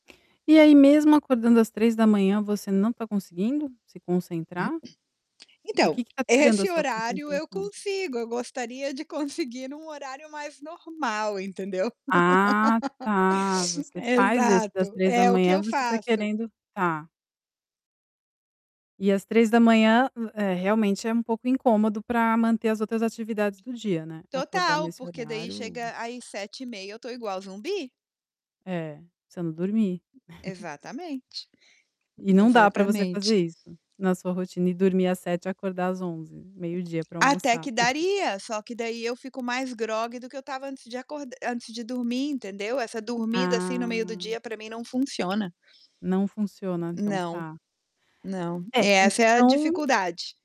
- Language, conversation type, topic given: Portuguese, advice, Como posso entrar em um estado de concentração profunda e sustentada?
- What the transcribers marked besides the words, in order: throat clearing; distorted speech; laugh; sniff; chuckle; tapping; chuckle; drawn out: "Ah"